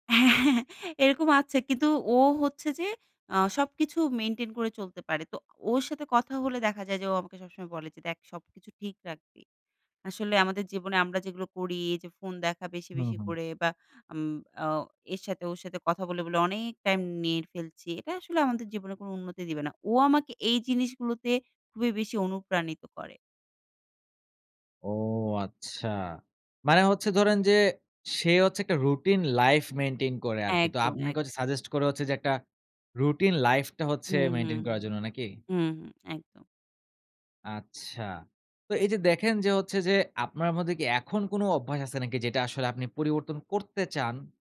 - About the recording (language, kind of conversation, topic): Bengali, podcast, কোন ছোট অভ্যাস বদলে তুমি বড় পরিবর্তন এনেছ?
- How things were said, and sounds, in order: laughing while speaking: "হ্যাঁ এরকম"; lip smack